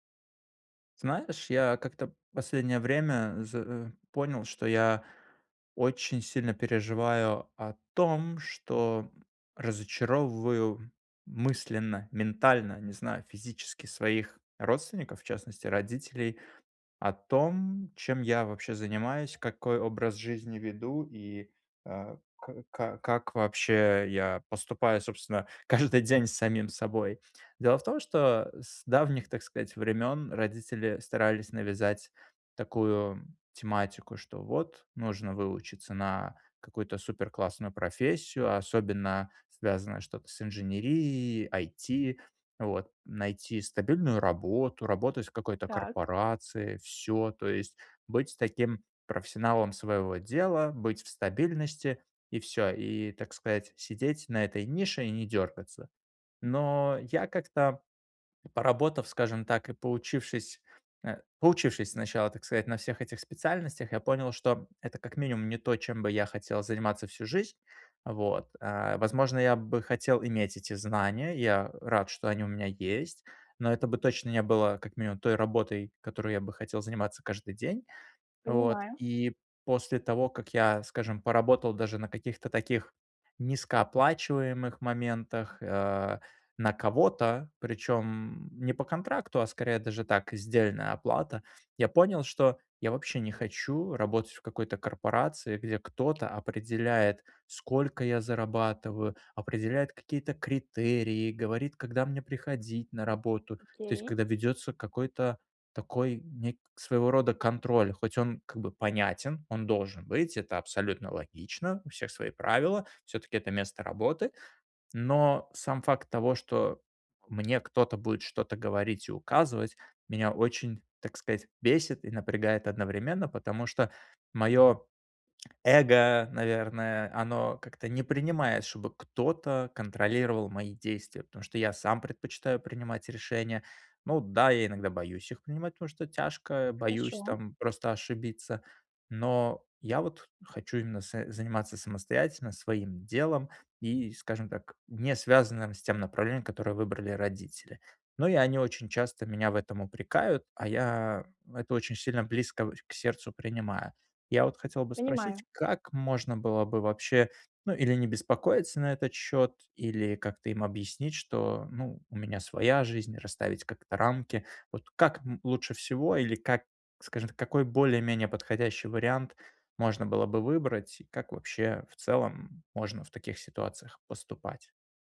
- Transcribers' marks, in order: laughing while speaking: "каждый"; tsk
- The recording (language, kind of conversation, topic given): Russian, advice, Как перестать бояться разочаровать родителей и начать делать то, что хочу я?